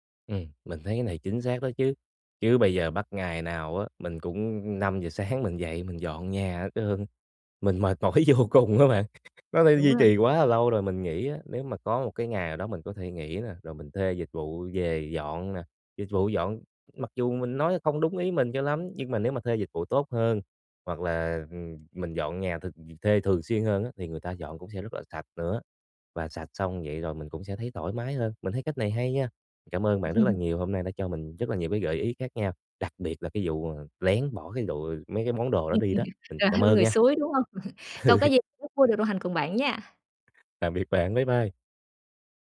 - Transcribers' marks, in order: laughing while speaking: "sáng"; laughing while speaking: "mỏi vô cùng á bạn"; other background noise; tapping; laugh; laugh
- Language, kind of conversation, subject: Vietnamese, advice, Làm sao để giữ nhà luôn gọn gàng lâu dài?